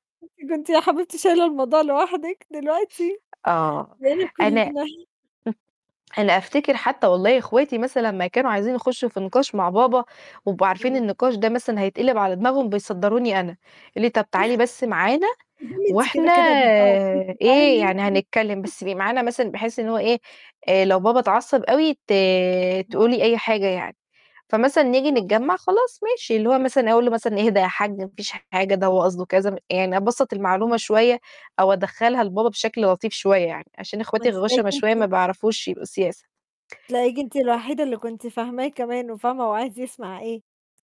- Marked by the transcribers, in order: laughing while speaking: "ده أنتِ كنتِ يا حبيبتي شايلة الموضوع لوحدِك، دلوقتي بقينا كلّنا"; other noise; unintelligible speech; distorted speech; tapping
- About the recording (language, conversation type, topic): Arabic, unstructured, إزاي السوشيال ميديا بتأثر على علاقات الناس ببعض؟